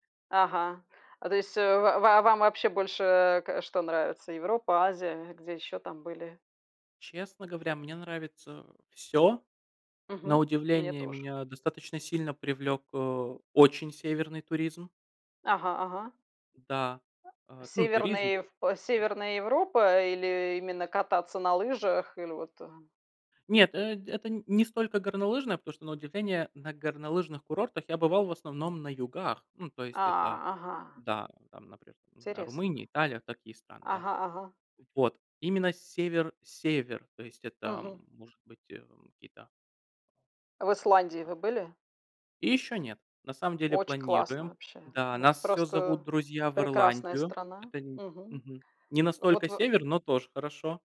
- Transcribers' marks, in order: none
- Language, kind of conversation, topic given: Russian, unstructured, Что тебе больше всего нравится в твоём увлечении?